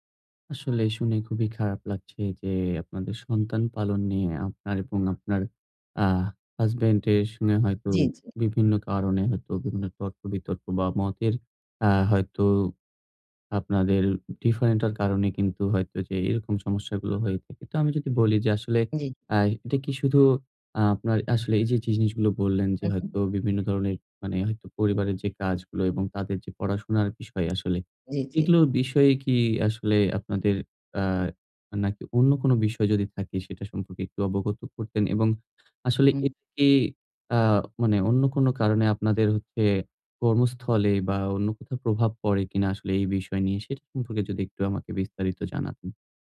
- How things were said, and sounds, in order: other background noise; horn
- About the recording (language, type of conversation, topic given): Bengali, advice, সন্তান পালন নিয়ে স্বামী-স্ত্রীর ক্রমাগত তর্ক